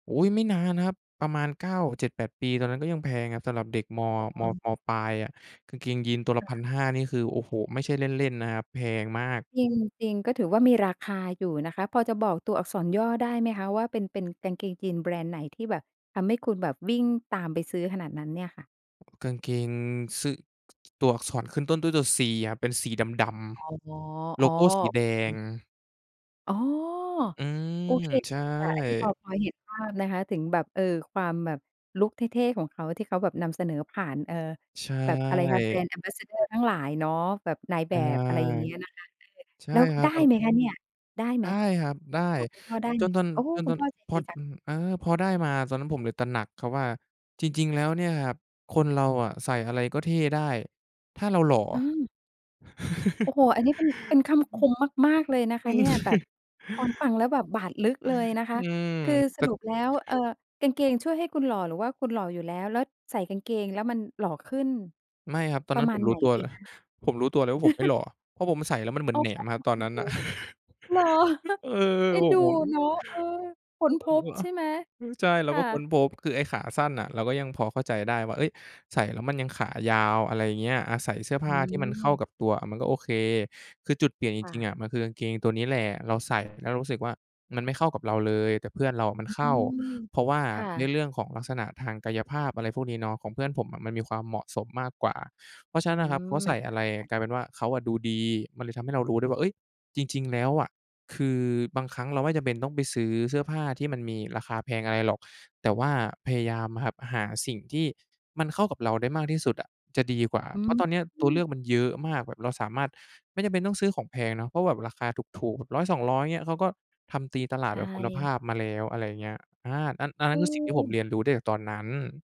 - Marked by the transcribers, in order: other background noise; other noise; in English: "Brand Ambassador"; chuckle; chuckle; chuckle; chuckle
- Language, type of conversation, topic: Thai, podcast, มีเคล็ดลับแต่งตัวยังไงให้ดูแพงแบบประหยัดไหม?